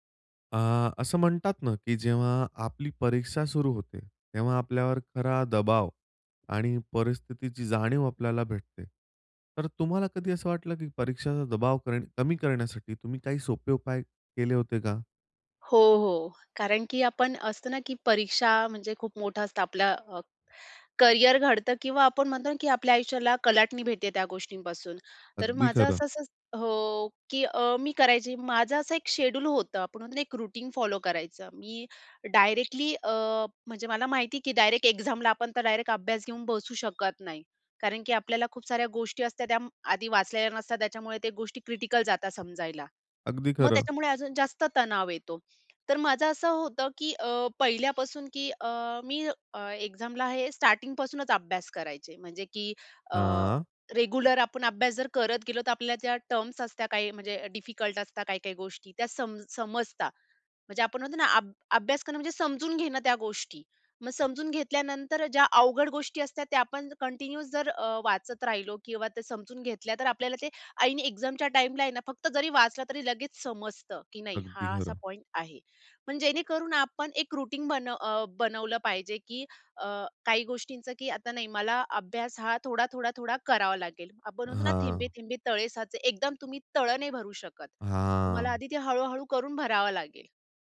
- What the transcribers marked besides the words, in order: in English: "रूटीन फॉलो"; breath; in English: "एक्झामला"; other background noise; in English: "क्रिटिकल"; in English: "एक्झामला"; in English: "रेग्युलर"; in English: "डिफिकल्ट"; in English: "कंटिन्यूस"; in English: "एक्झामच्या"; in English: "रूटीन"
- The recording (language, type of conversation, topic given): Marathi, podcast, परीक्षेचा तणाव कमी करण्यासाठी कोणते सोपे उपाय तुम्ही सुचवाल?